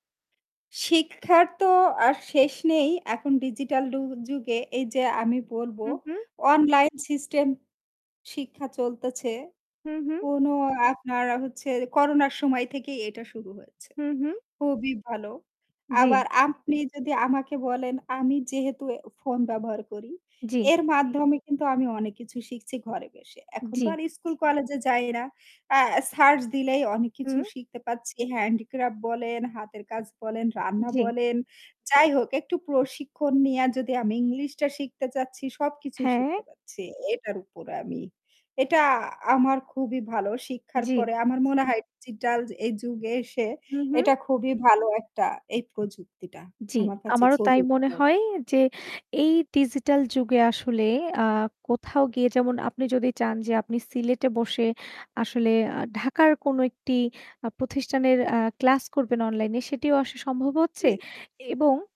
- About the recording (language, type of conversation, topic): Bengali, unstructured, শিক্ষা কেন আমাদের জীবনে এত গুরুত্বপূর্ণ?
- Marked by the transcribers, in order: static; other background noise; in English: "handicraft"; "আসলে" said as "আস"